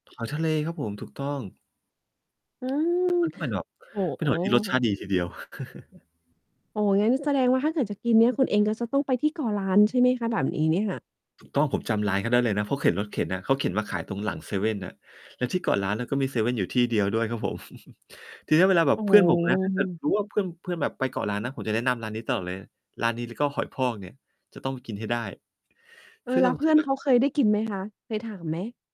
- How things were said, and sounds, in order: static; distorted speech; mechanical hum; chuckle; chuckle
- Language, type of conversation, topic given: Thai, podcast, คุณช่วยเล่าประสบการณ์การกินอาหารท้องถิ่นที่ประทับใจให้ฟังหน่อยได้ไหม?